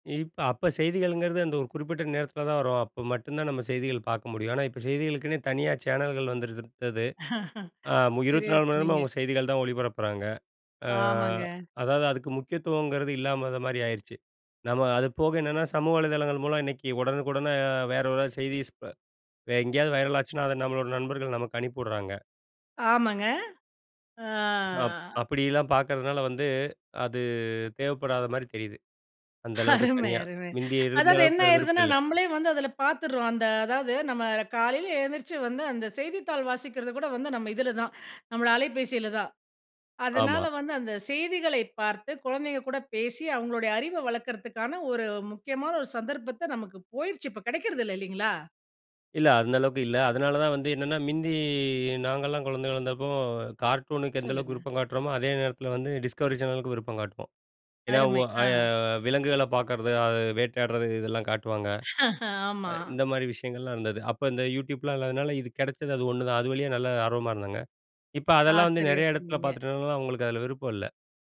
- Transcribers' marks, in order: chuckle; "வந்துவிட்டது" said as "வந்துருவிட்டது"; drawn out: "அ"; "இல்லாத" said as "இல்லாமத"; "வேற" said as "வே"; drawn out: "ஆ"; chuckle; in English: "கார்ட்டூனுக்கு"; in English: "டிஸ்கவரி"; laughing while speaking: "ஆமா"
- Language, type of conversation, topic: Tamil, podcast, குழந்தைகளின் தொழில்நுட்பப் பயன்பாட்டிற்கு நீங்கள் எப்படி வழிகாட்டுகிறீர்கள்?